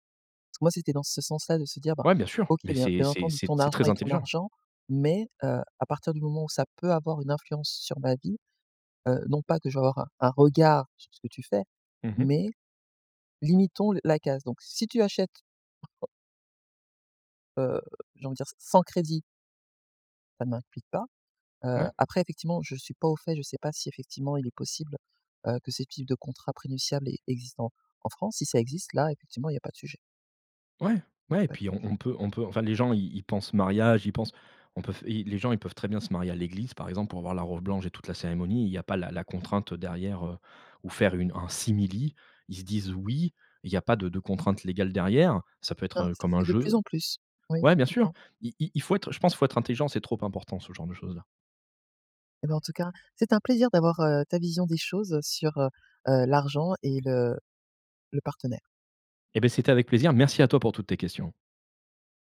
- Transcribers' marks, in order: other noise; stressed: "mais"; stressed: "simili"
- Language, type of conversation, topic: French, podcast, Comment parles-tu d'argent avec ton partenaire ?
- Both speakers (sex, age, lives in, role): female, 45-49, France, host; male, 35-39, France, guest